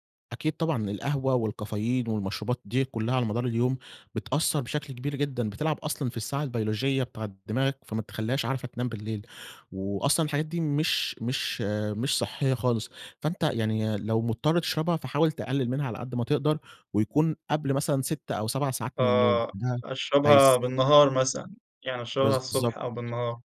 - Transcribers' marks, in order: none
- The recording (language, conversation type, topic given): Arabic, advice, ليه ببقى مش قادر أنام بالليل رغم إني تعبان؟